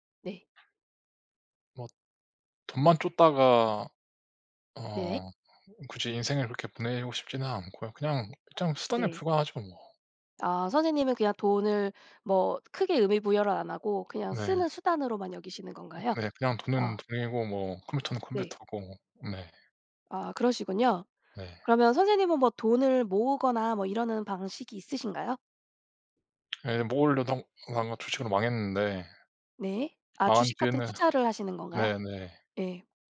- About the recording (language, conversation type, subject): Korean, unstructured, 돈에 관해 가장 놀라운 사실은 무엇인가요?
- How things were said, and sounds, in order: other background noise; tapping